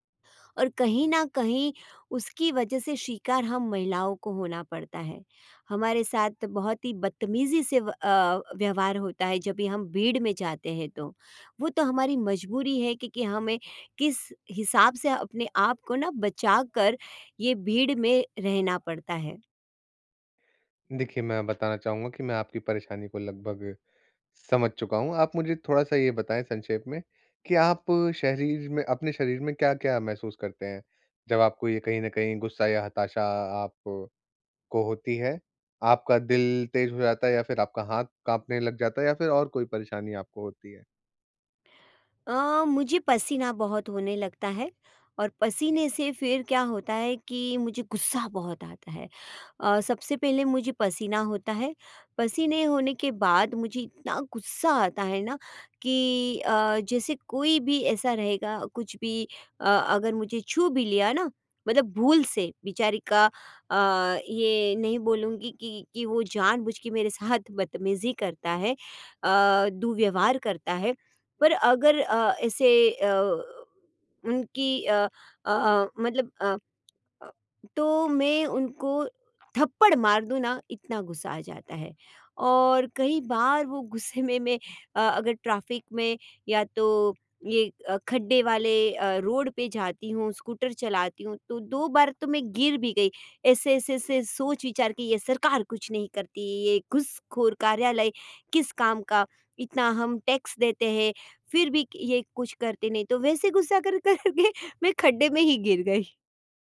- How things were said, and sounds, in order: in English: "टैक्स"; laughing while speaking: "कर के मैं"
- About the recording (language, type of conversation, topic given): Hindi, advice, ट्रैफिक या कतार में मुझे गुस्सा और हताशा होने के शुरुआती संकेत कब और कैसे समझ में आते हैं?